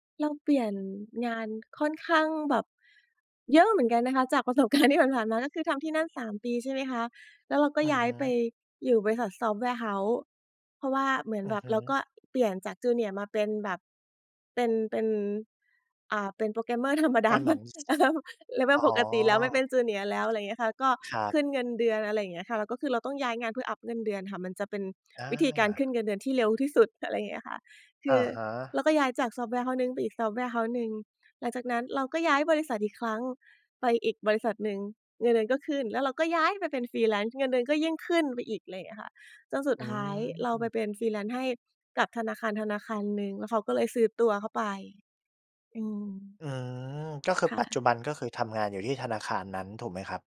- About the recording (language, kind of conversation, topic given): Thai, podcast, คุณมีเหตุการณ์บังเอิญอะไรที่เปลี่ยนชีวิตของคุณไปตลอดกาลไหม?
- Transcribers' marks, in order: laughing while speaking: "การณ์"; in English: "Software House"; in English: "Junior"; laughing while speaking: "ธรรมดาเหมือน อะเฮิม"; chuckle; in English: "level"; in English: "Junior"; other background noise; in English: "Software House"; in English: "Software House"; in English: "Freelance"; in English: "Freelance"